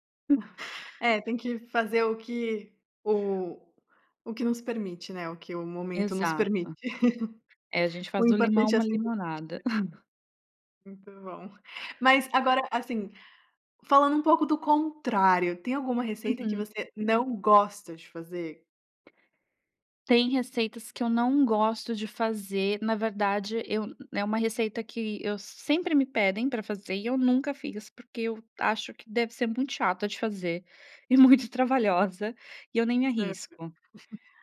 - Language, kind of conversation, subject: Portuguese, podcast, Por que você ama cozinhar nas horas vagas?
- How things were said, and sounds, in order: chuckle; other background noise; laugh; unintelligible speech; chuckle; chuckle